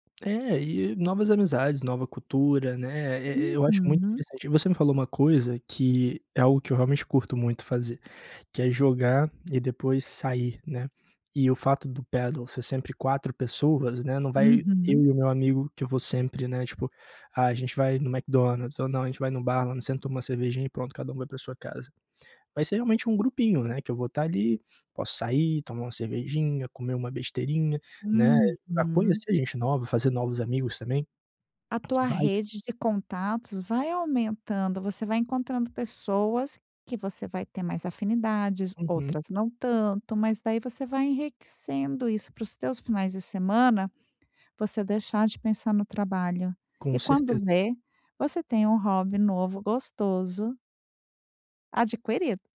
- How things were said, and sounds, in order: "enriquecendo" said as "enrequicendo"
- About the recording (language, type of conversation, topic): Portuguese, advice, Como posso começar um novo hobby sem ficar desmotivado?